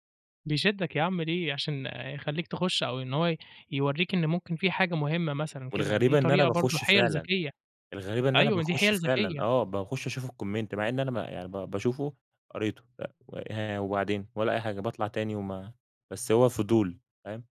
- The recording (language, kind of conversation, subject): Arabic, podcast, إزاي بتنظّم وقتك على السوشيال ميديا طول اليوم؟
- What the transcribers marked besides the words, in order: in English: "الComment"